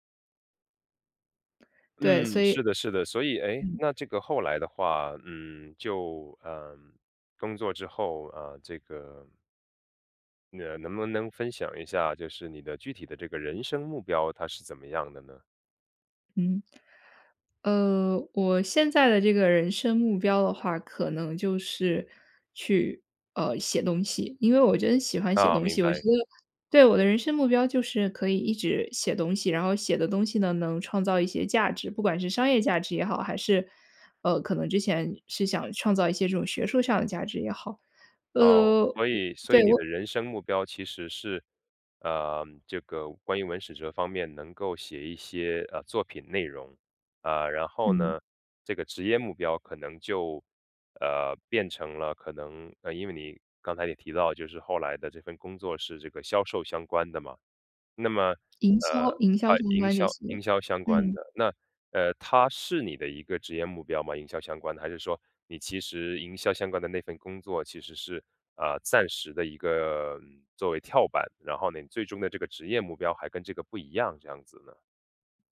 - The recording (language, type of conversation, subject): Chinese, podcast, 你觉得人生目标和职业目标应该一致吗？
- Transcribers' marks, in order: other background noise